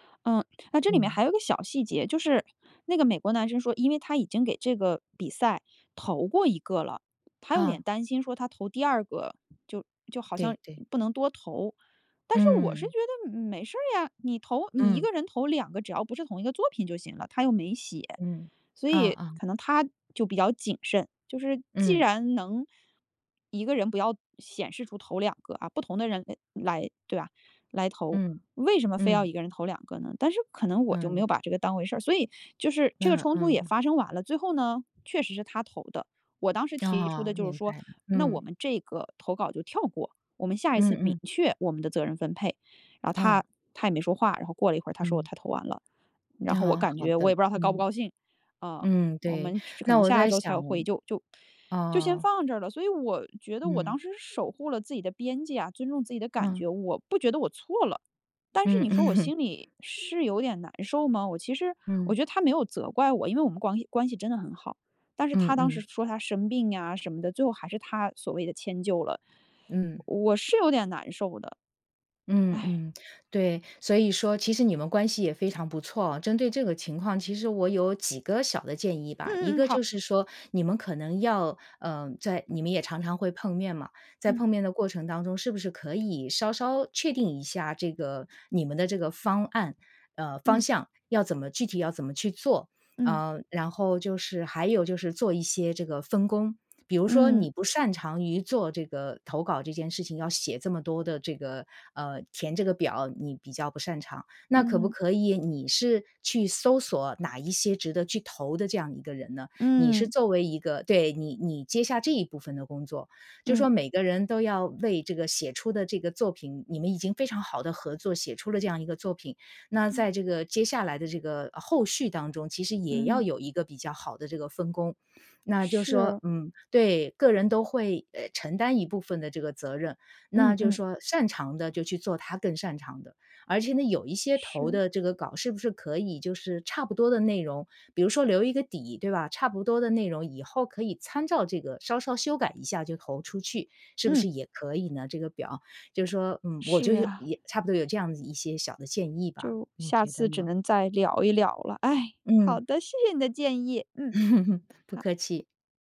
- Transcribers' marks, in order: laughing while speaking: "嗯 嗯"; sigh; tsk; other background noise; laugh
- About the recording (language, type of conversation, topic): Chinese, advice, 如何建立清晰的團隊角色與責任，並提升協作效率？